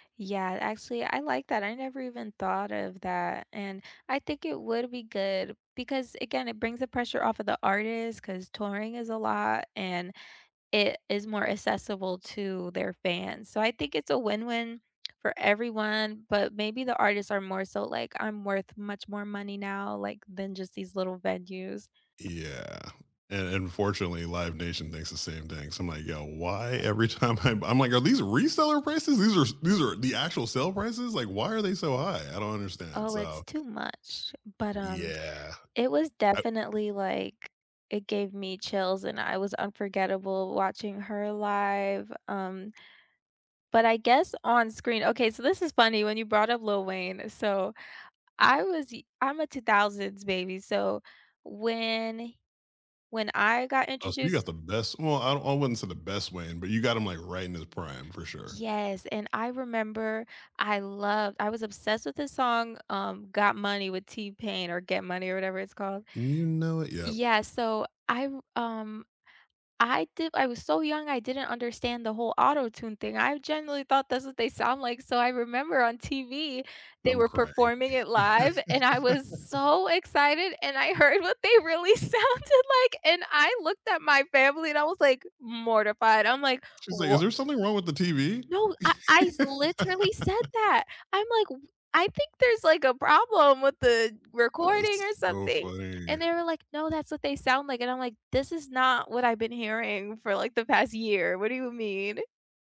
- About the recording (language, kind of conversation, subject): English, unstructured, What live performance moments—whether you were there in person or watching live on screen—gave you chills, and what made them unforgettable?
- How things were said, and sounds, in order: laughing while speaking: "time I"; other background noise; singing: "And you know it"; laughing while speaking: "I was"; laugh; laughing while speaking: "I heard"; laughing while speaking: "sounded like"; tapping; laugh; put-on voice: "I think there's like a problem with the recording or something"